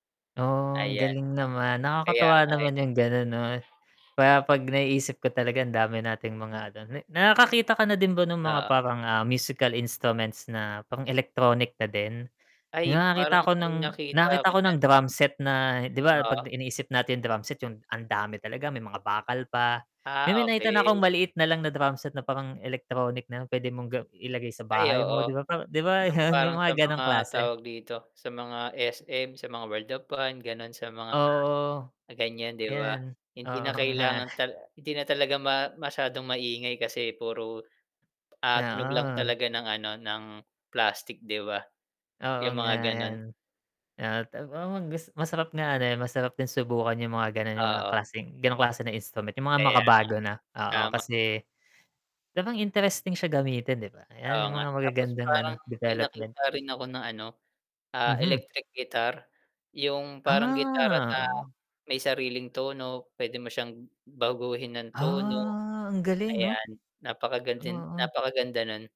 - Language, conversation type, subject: Filipino, unstructured, Paano mo ginagamit ang teknolohiya sa iyong pang-araw-araw na buhay?
- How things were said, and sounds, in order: static; other background noise; "Fun" said as "fran"; distorted speech; laughing while speaking: "oo nga"; tapping; drawn out: "Ah"; drawn out: "Ah"